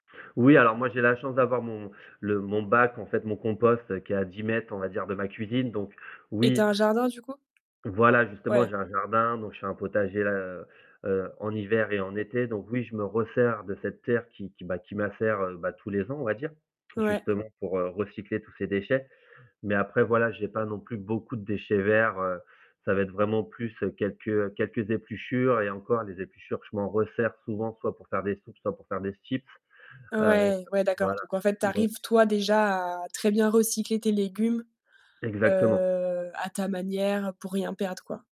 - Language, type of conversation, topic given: French, podcast, Qu’est-ce que le tri des déchets change vraiment, selon toi ?
- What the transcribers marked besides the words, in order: tapping; drawn out: "heu"